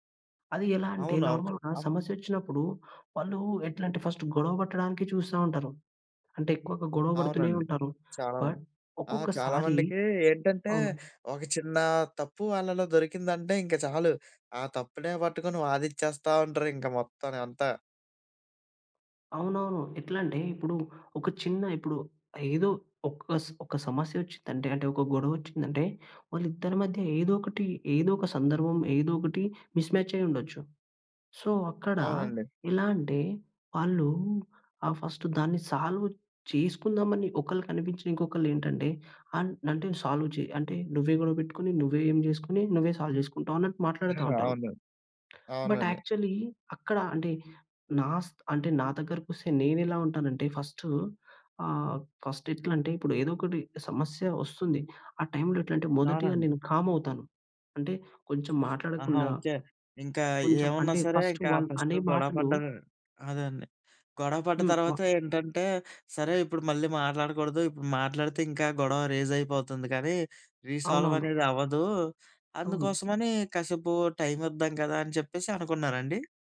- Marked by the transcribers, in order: in English: "నార్మల్‌గా"; other background noise; in English: "బట్"; tapping; in English: "సో"; in English: "సాల్వ్"; in English: "సాల్వ్"; in English: "సాల్వ్"; giggle; in English: "బట్ యాక్చువల్లీ"; in English: "ఫస్ట్"; in English: "ఫస్ట్"; in English: "రీసాల్వ్"
- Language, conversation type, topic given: Telugu, podcast, సమస్యపై మాట్లాడడానికి సరైన సమయాన్ని మీరు ఎలా ఎంచుకుంటారు?